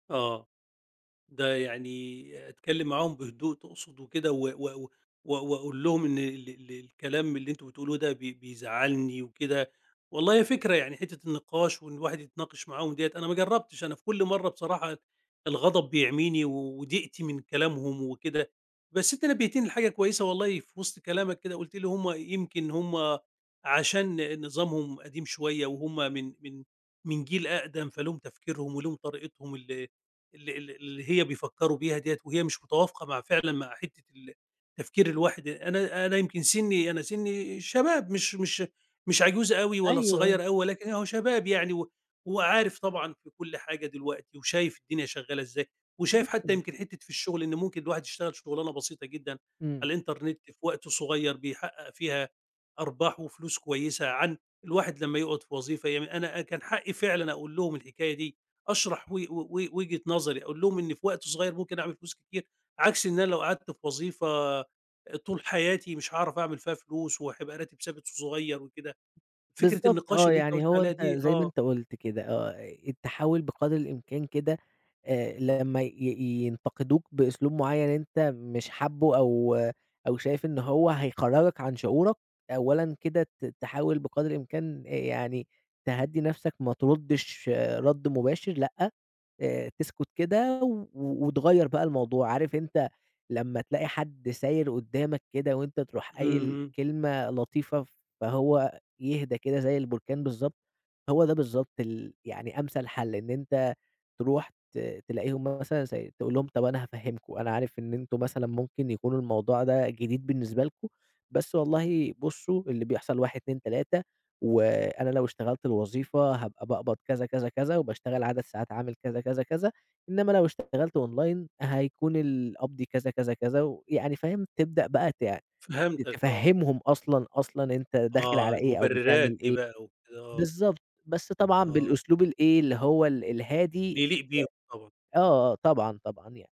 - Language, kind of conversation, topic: Arabic, advice, إزاي أرد على أهلي على نقدهم لقراراتي الشخصية من غير ما أدخل في وضع دفاع؟
- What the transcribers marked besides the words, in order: unintelligible speech; in English: "الإنترنت"; tapping; unintelligible speech; in English: "أونلاين"; unintelligible speech